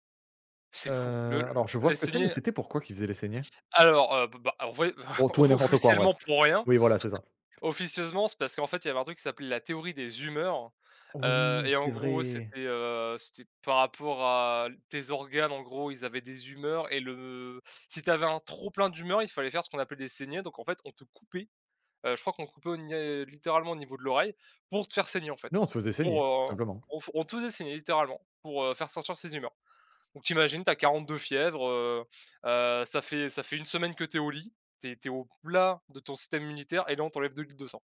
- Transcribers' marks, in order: chuckle; other background noise; stressed: "humeurs"
- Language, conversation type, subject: French, unstructured, Qu’est-ce qui te choque dans certaines pratiques médicales du passé ?